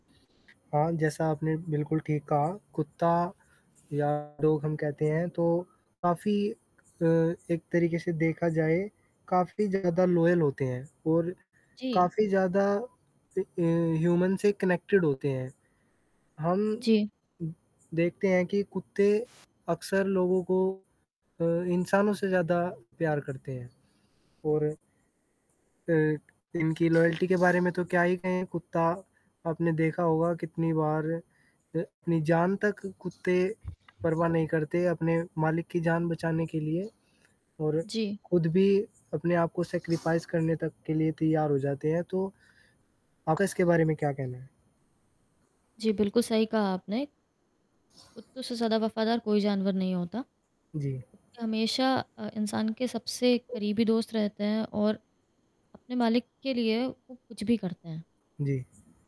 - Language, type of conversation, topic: Hindi, unstructured, कौन सा जानवर सबसे अच्छा पालतू माना जाता है?
- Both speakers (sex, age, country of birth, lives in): female, 30-34, India, India; male, 20-24, India, India
- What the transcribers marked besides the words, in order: static; distorted speech; in English: "डॉग"; in English: "लॉयल"; in English: "ह्यूमन"; in English: "कनेक्टेड"; other background noise; in English: "लॉयल्टी"; tapping; in English: "सैक्रिफाइस"